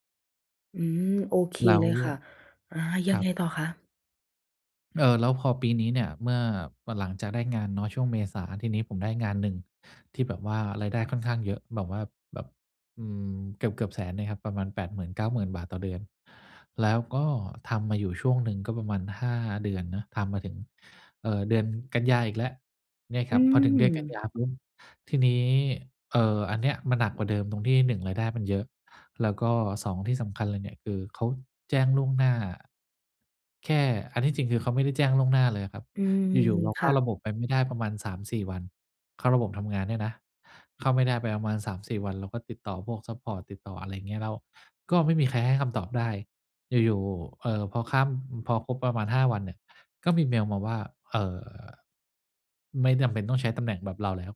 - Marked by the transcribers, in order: anticipating: "ยังไงต่อคะ ?"
- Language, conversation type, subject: Thai, advice, ฉันจะเริ่มก้าวข้ามความกลัวความล้มเหลวและเดินหน้าต่อได้อย่างไร?